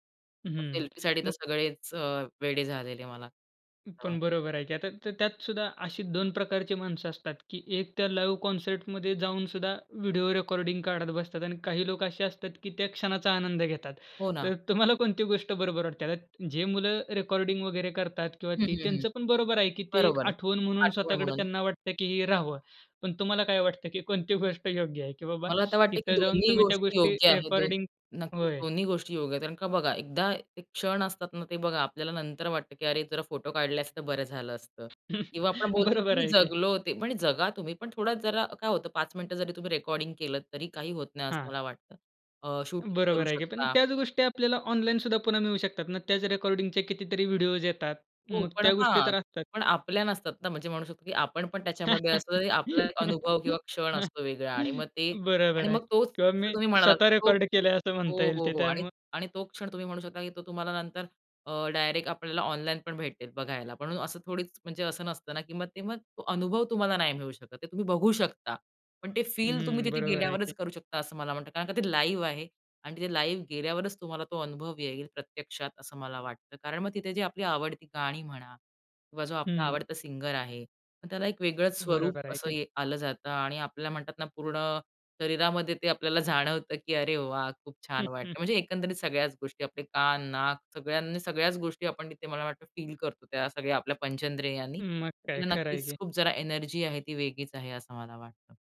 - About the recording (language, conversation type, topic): Marathi, podcast, तुझं आवडतं गाणं थेट कार्यक्रमात ऐकताना तुला काय वेगळं वाटलं?
- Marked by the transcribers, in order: tapping; "लाईव्ह" said as "लव्ह"; laughing while speaking: "तुम्हाला"; chuckle; chuckle; chuckle; other background noise